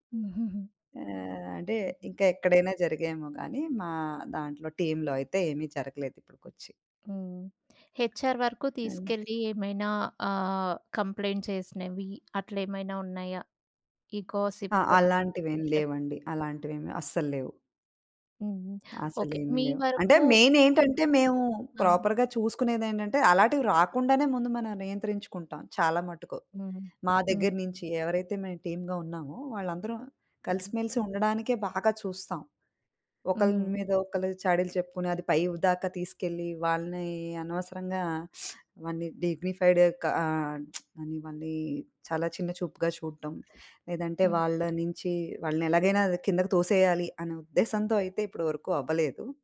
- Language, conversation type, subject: Telugu, podcast, ఆఫీసు సంభాషణల్లో గాసిప్‌ను నియంత్రించడానికి మీ సలహా ఏమిటి?
- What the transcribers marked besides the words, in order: in English: "టీమ్‌లో"; in English: "హెచ్‌ఆర్"; tapping; in English: "కంప్లెయింట్"; in English: "గాసిప్, పుషప్"; in English: "మెయిన్"; unintelligible speech; in English: "ప్రాపర్‌గా"; in English: "టీమ్‌గా"; other background noise; teeth sucking; in English: "డిగ్నిఫైడ్"; lip smack